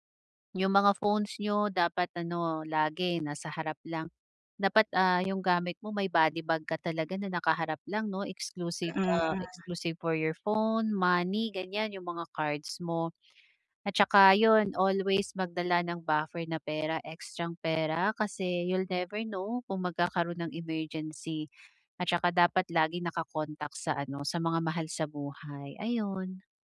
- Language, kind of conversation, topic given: Filipino, advice, Paano ako makakapag-explore ng bagong lugar nang may kumpiyansa?
- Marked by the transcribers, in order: other background noise; in English: "exclusive ah, exclusive for your phone, money"; in English: "buffer"; in English: "you'll never know"